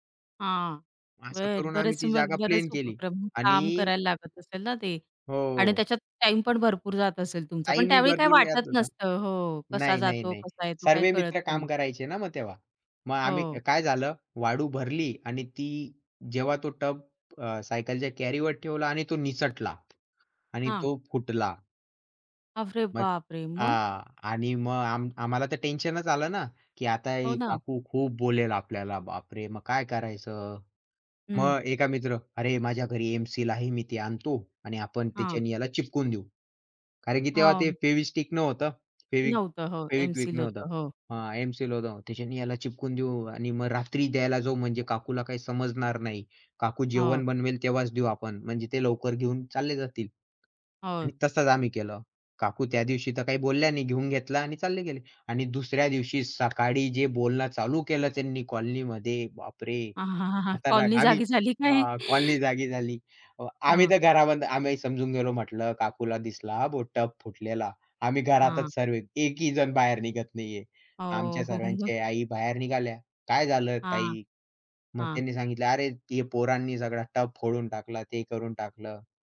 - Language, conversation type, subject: Marathi, podcast, तुमच्या वाडीत लहानपणी खेळलेल्या खेळांची तुम्हाला कशी आठवण येते?
- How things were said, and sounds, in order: other background noise; afraid: "अरे बाप रे!"; tapping; chuckle; laughing while speaking: "कॉलनी जागी झाली काय?"; surprised: "बापरे! खतरनाक"; other noise; chuckle